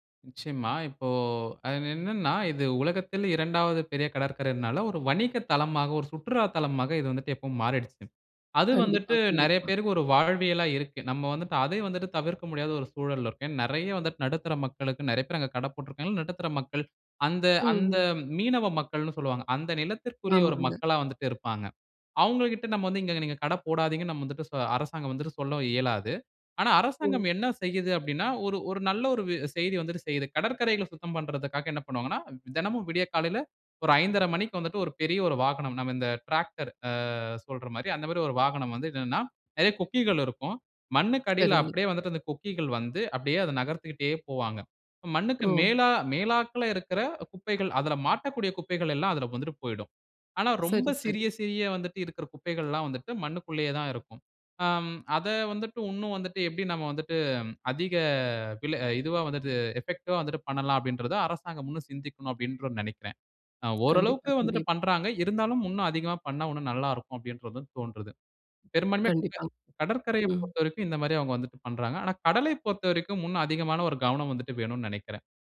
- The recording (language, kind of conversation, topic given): Tamil, podcast, கடல் கரை பாதுகாப்புக்கு மக்கள் எப்படிக் கலந்து கொள்ளலாம்?
- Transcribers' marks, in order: "இன்னும்" said as "உன்னும்"; in English: "எஃபெக்டிவா"; "இன்னும்" said as "உன்னும்"; "இன்னும்" said as "உன்னும்"